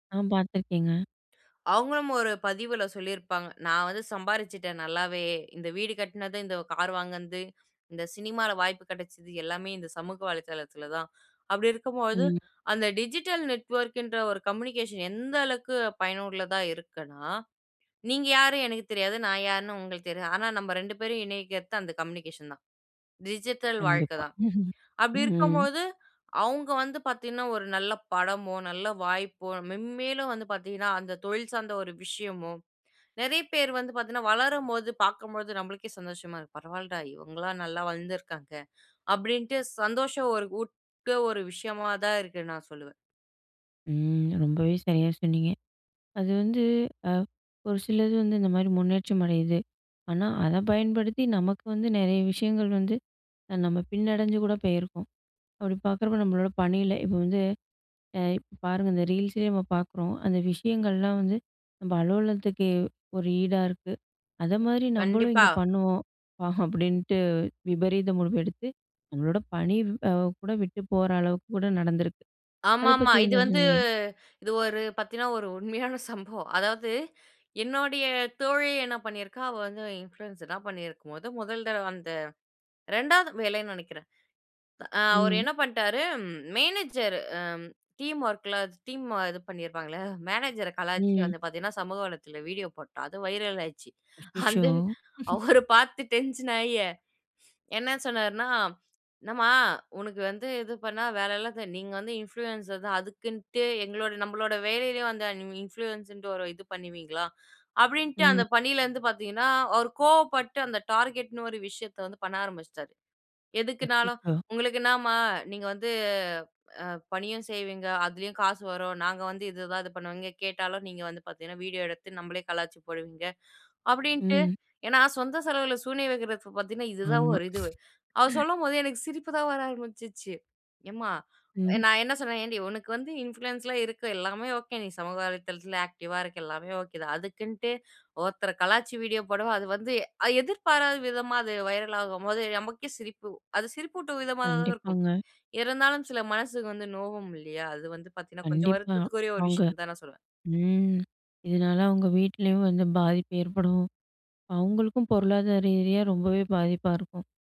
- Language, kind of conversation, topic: Tamil, podcast, பணியும் தனிப்பட்ட வாழ்க்கையும் டிஜிட்டல் வழியாக கலந்துபோகும்போது, நீங்கள் எல்லைகளை எப்படி அமைக்கிறீர்கள்?
- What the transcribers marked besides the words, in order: in English: "டிஜிட்டல் நெட்வொர்க்ன்ற"; in English: "கம்யூனிகேஷன்"; in English: "கம்யூனிகேஷன்"; in English: "டிஜிட்டல்"; chuckle; "ஊட்ற" said as "ஊட்ட"; other background noise; in English: "Reelsலயே"; unintelligible speech; laughing while speaking: "உண்மையான சம்பவம்"; in English: "இன்ஃப்ளூயன்ஸலாம்"; in English: "டீம் வொர்க்ல ச் டீம்ம"; in English: "வைரல்"; laughing while speaking: "அந்த வ், அவரு"; unintelligible speech; chuckle; in English: "இன்ஃப்ளூயன்ஸர் தான்"; unintelligible speech; in English: "இன்ஃப்ளூயன்ஸுன்டு"; in English: "டார்கெட்ன்னு"; chuckle; in English: "இன்ஃப்ளூயன்ஸ்லாம்"; in English: "ஆக்டிவா"; in English: "வைரல்"